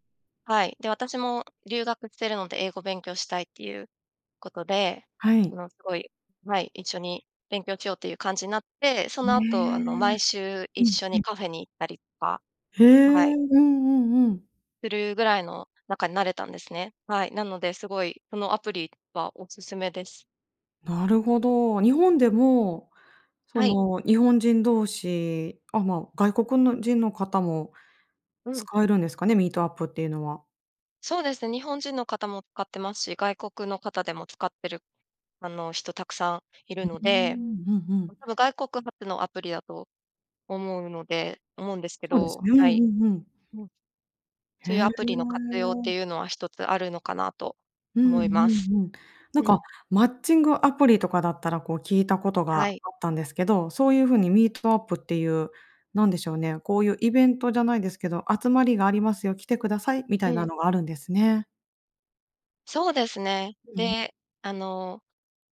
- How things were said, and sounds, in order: none
- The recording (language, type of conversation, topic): Japanese, podcast, 新しい街で友達を作るには、どうすればいいですか？